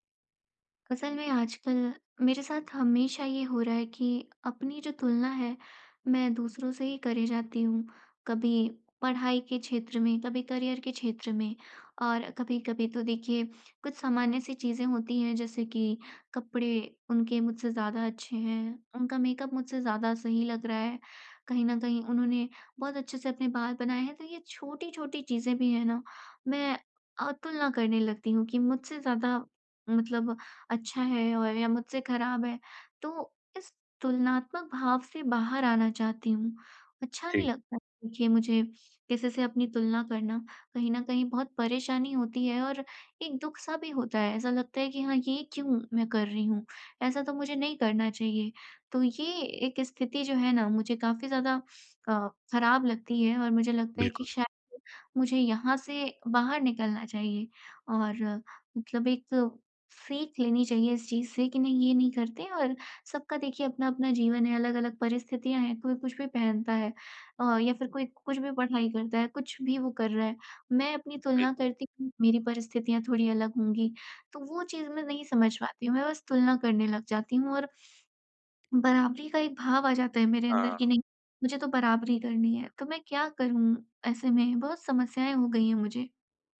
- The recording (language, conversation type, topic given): Hindi, advice, मैं अक्सर दूसरों की तुलना में अपने आत्ममूल्य को कम क्यों समझता/समझती हूँ?
- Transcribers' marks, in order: in English: "मेकअप"; other background noise